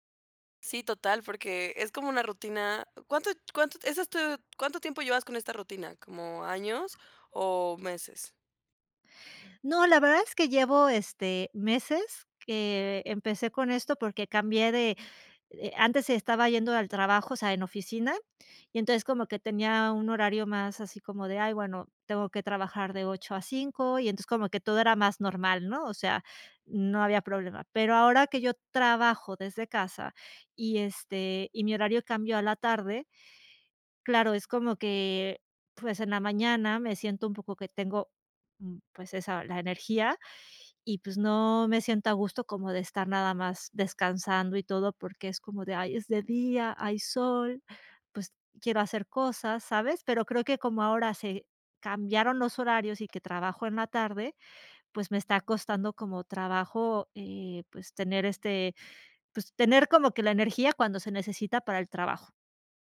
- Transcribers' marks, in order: none
- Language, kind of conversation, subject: Spanish, advice, ¿Cómo puedo mantener mi energía constante durante el día?